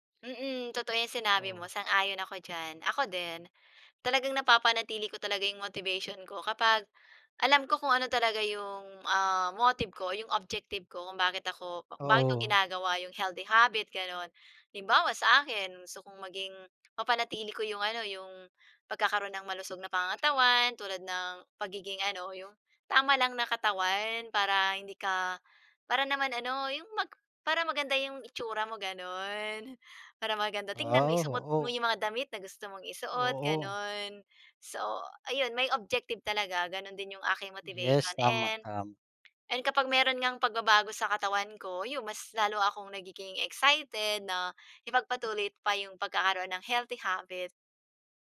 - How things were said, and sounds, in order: tapping
- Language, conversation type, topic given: Filipino, unstructured, Ano ang pinakaepektibong paraan para simulan ang mas malusog na pamumuhay?